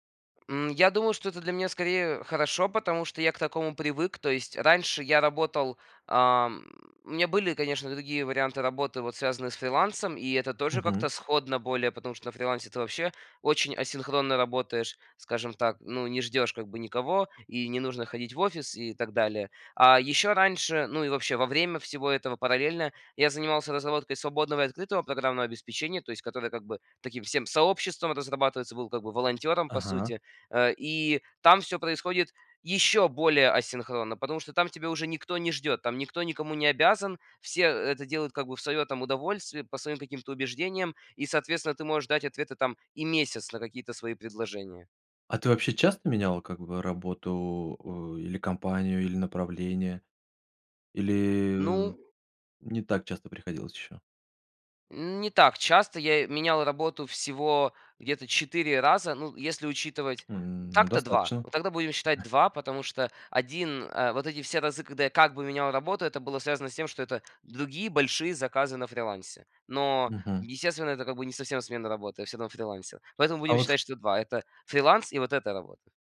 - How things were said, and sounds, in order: stressed: "еще"; tsk; other noise
- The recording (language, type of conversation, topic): Russian, podcast, Как вы выстраиваете доверие в команде?